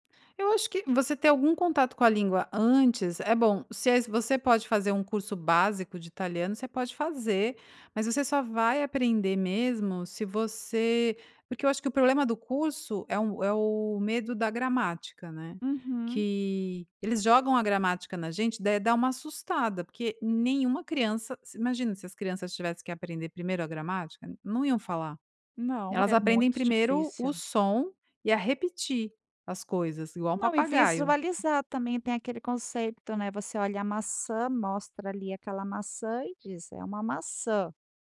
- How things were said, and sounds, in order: none
- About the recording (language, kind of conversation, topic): Portuguese, podcast, Como você aprendeu uma habilidade por conta própria?